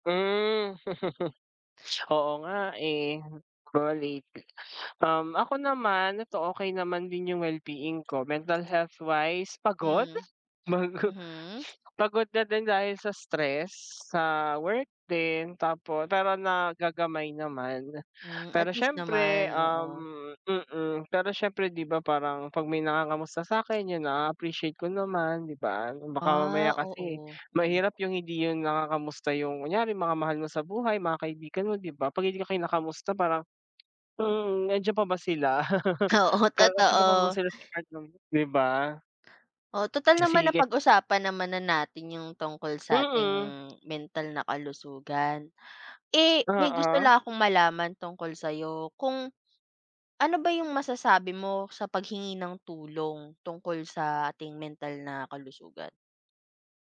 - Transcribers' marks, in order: chuckle; chuckle
- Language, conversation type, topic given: Filipino, unstructured, Ano ang masasabi mo tungkol sa paghingi ng tulong para sa kalusugang pangkaisipan?